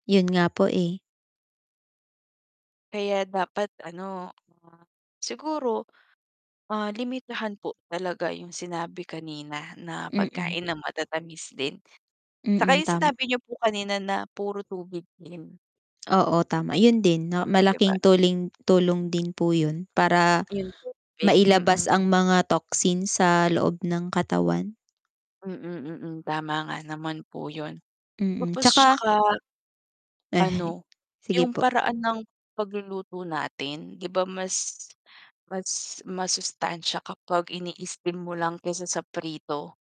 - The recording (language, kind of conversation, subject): Filipino, unstructured, Paano mo isinasama ang masusustansiyang pagkain sa iyong pang-araw-araw na pagkain?
- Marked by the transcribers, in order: laughing while speaking: "Eh"